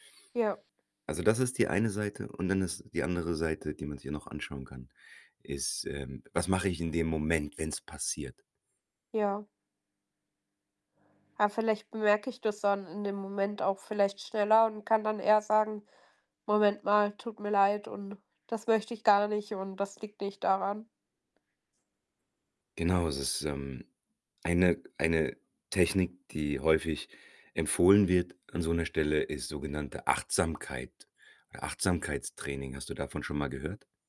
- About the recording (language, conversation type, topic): German, advice, Warum werde ich wegen Kleinigkeiten plötzlich wütend und habe danach Schuldgefühle?
- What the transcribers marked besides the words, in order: mechanical hum; other background noise